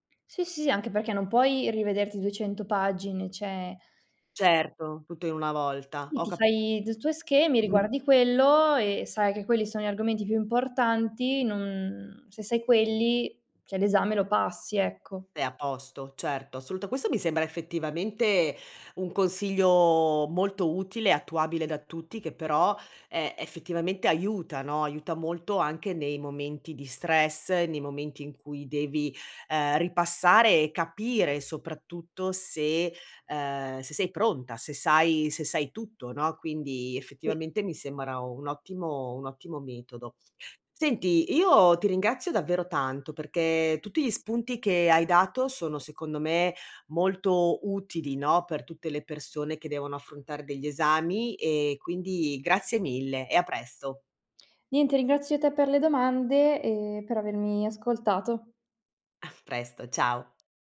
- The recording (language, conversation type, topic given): Italian, podcast, Come gestire lo stress da esami a scuola?
- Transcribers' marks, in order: "cioè" said as "ceh"; "Sì" said as "ì"; "cioè" said as "ceh"; laughing while speaking: "A"; tapping